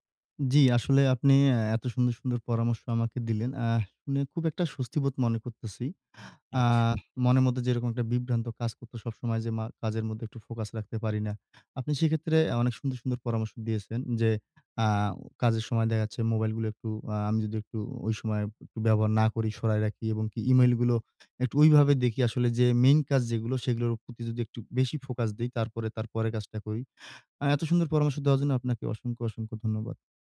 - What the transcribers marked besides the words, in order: tapping; other background noise
- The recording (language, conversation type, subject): Bengali, advice, কাজের সময় কীভাবে বিভ্রান্তি কমিয়ে মনোযোগ বাড়ানো যায়?